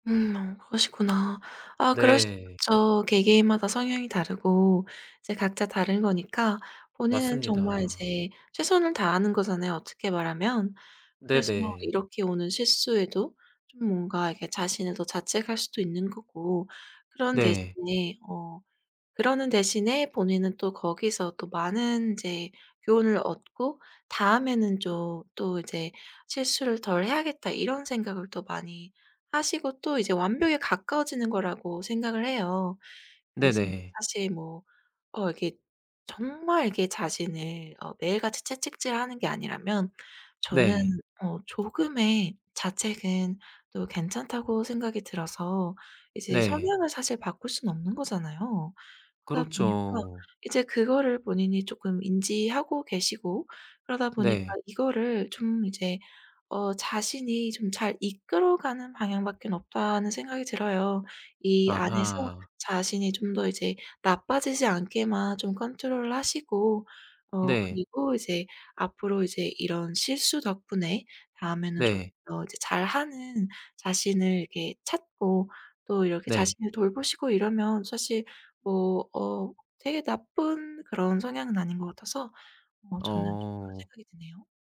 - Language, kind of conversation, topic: Korean, advice, 완벽주의 때문에 작은 실수에도 과도하게 자책할 때 어떻게 하면 좋을까요?
- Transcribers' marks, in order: tapping